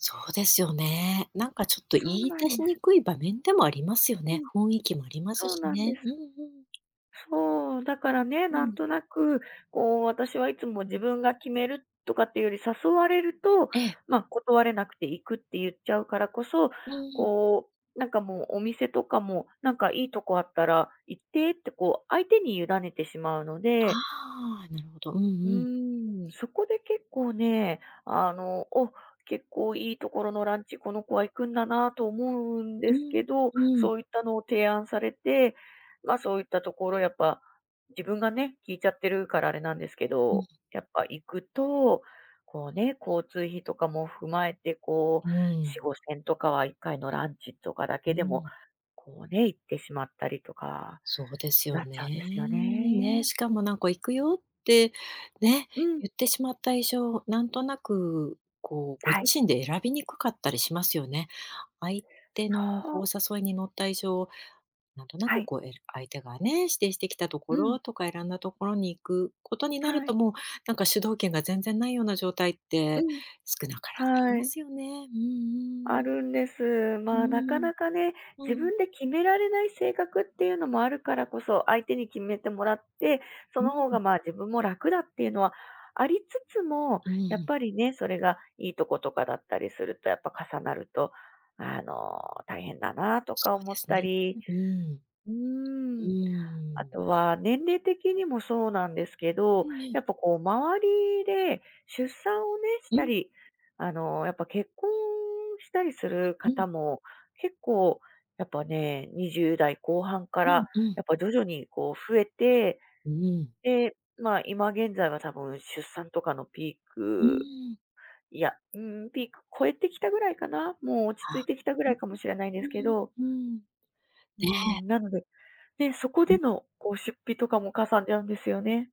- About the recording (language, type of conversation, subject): Japanese, advice, ギフトや誘いを断れず無駄に出費が増える
- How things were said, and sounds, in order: tapping